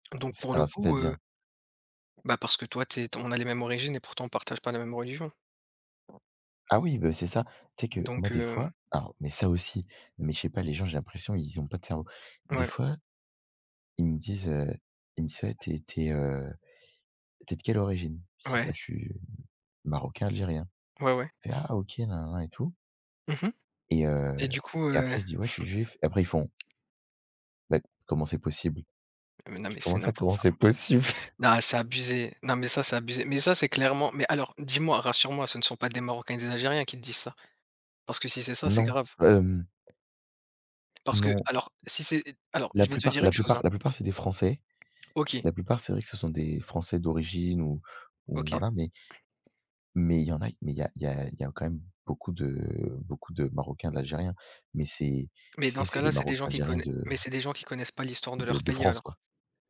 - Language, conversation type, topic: French, unstructured, As-tu déjà été en colère à cause d’un conflit familial ?
- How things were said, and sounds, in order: tapping; other background noise; other noise; laughing while speaking: "comment s'est possible"; chuckle